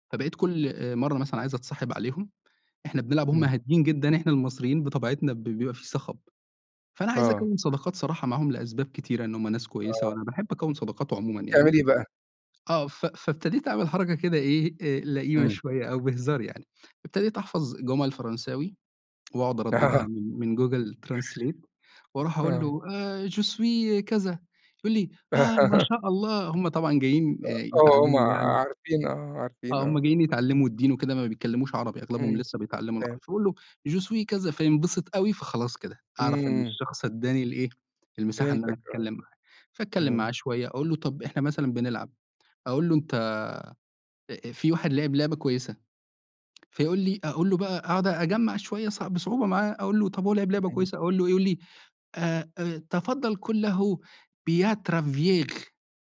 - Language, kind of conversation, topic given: Arabic, podcast, إزاي بتبني صداقات جديدة في مكان جديد؟
- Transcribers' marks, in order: laughing while speaking: "آه"; in English: "translate"; in French: "Je suis"; laugh; in French: "Je suis"; in French: "Beau travail"